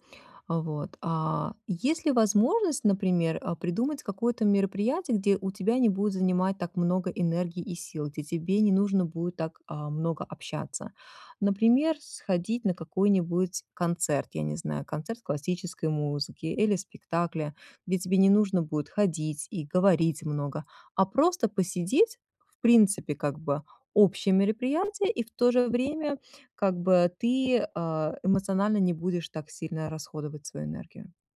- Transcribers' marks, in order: other background noise
- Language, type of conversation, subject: Russian, advice, Как справляться с усталостью и перегрузкой во время праздников